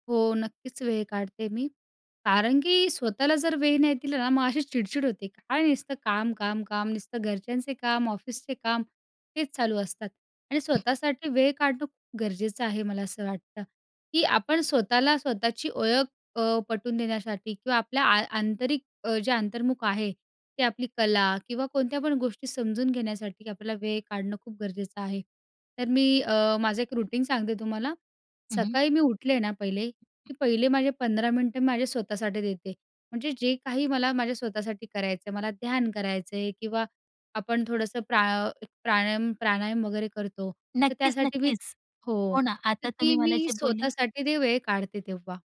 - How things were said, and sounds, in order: other background noise; tapping; in English: "रूटीन"
- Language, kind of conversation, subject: Marathi, podcast, दिवसभरात स्वतःसाठी वेळ तुम्ही कसा काढता?